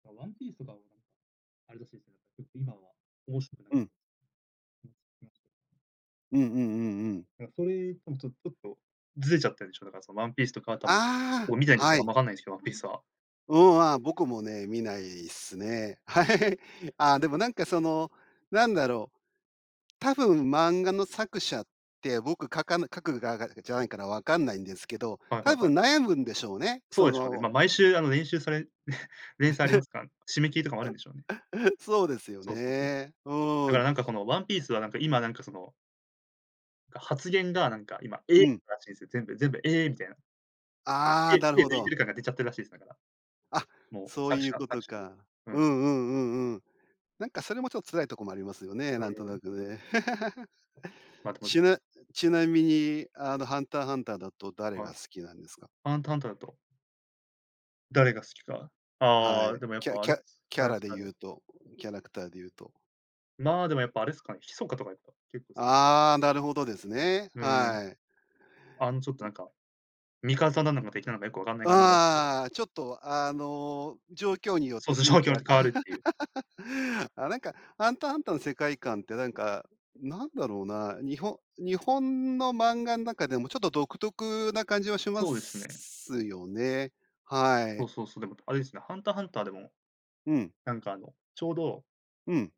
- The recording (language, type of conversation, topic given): Japanese, podcast, 漫画で特に好きな作品は何ですか？
- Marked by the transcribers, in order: unintelligible speech; other noise; unintelligible speech; other background noise; laughing while speaking: "はい"; chuckle; laugh; laugh; laugh